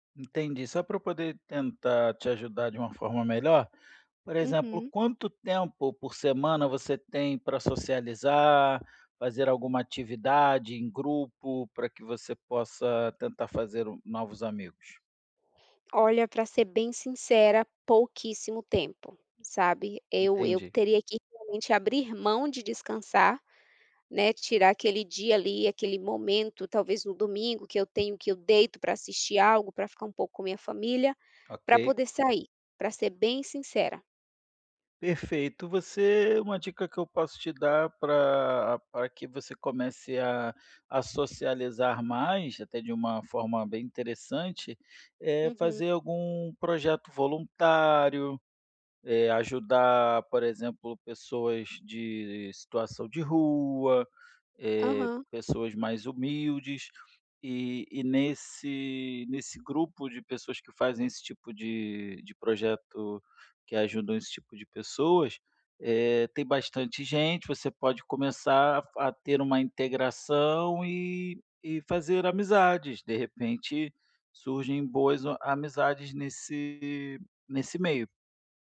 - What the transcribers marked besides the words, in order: other background noise; tapping
- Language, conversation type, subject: Portuguese, advice, Como posso fazer amigos depois de me mudar para cá?